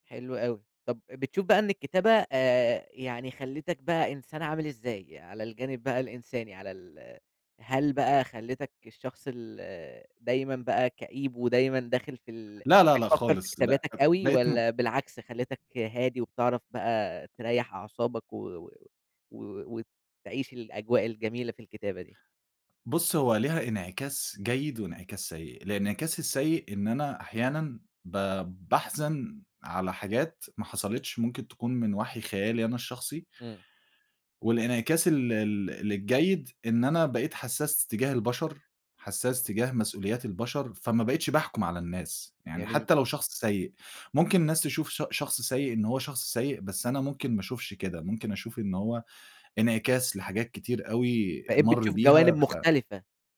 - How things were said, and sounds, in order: tapping
- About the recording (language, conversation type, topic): Arabic, podcast, إيه هي اللحظة اللي حياتك اتغيّرت فيها تمامًا؟